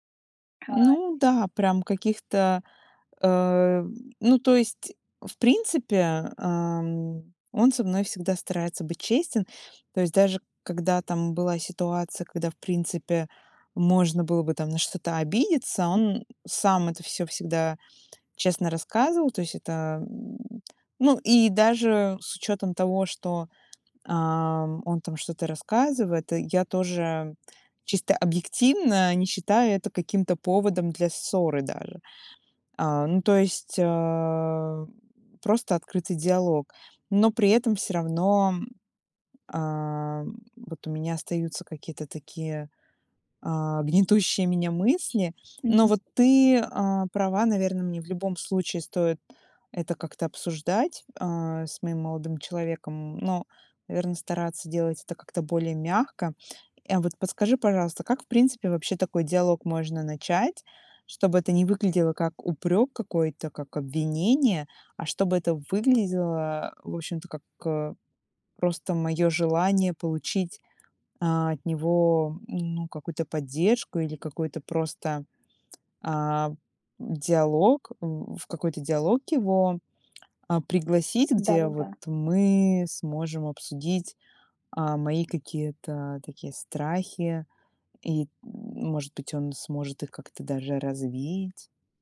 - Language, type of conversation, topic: Russian, advice, Как справиться с подозрениями в неверности и трудностями с доверием в отношениях?
- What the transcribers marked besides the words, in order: unintelligible speech; tapping